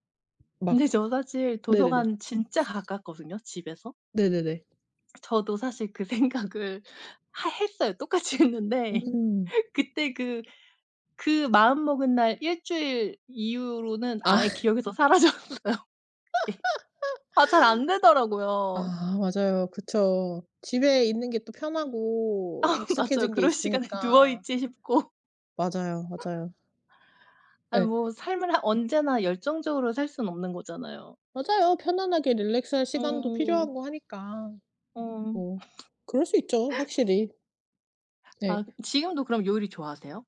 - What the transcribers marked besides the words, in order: other background noise; background speech; laughing while speaking: "그 생각을"; laughing while speaking: "똑같이 했는데"; laughing while speaking: "아"; laughing while speaking: "사라졌어요. 예"; laugh; laughing while speaking: "아 맞아요. 그럴 시간에 누워 있지 싶고"; laugh; tapping
- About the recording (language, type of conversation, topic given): Korean, unstructured, 학교에서 가장 즐거웠던 활동은 무엇이었나요?